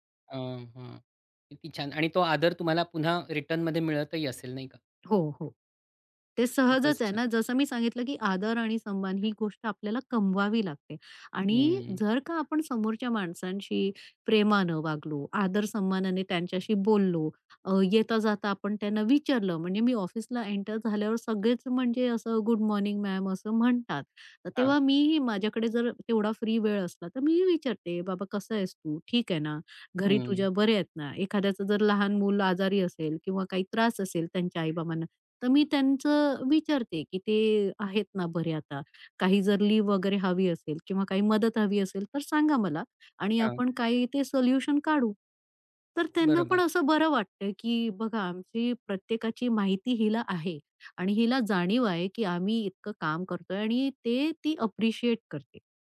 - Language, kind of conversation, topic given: Marathi, podcast, घरी आणि बाहेर वेगळी ओळख असल्यास ती तुम्ही कशी सांभाळता?
- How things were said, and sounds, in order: other background noise; tapping